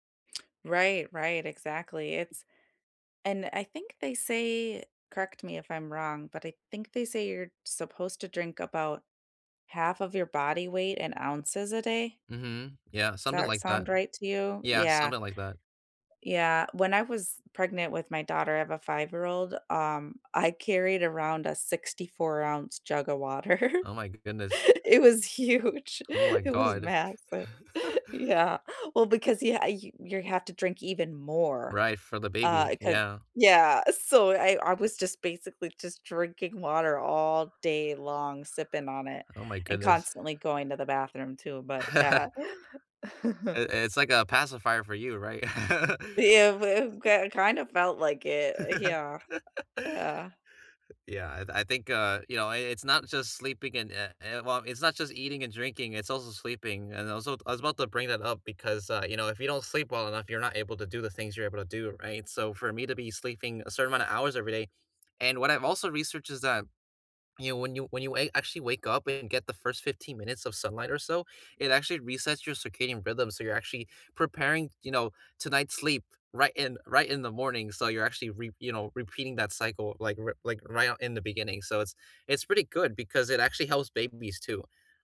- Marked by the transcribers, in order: tapping; other background noise; laughing while speaking: "water. It was huge. It was massive. Yeah"; laugh; laugh; chuckle; laugh; laughing while speaking: "Yeah, w"
- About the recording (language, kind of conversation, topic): English, unstructured, What is a simple habit that has improved your life lately?
- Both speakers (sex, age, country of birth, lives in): female, 40-44, United States, United States; male, 20-24, United States, United States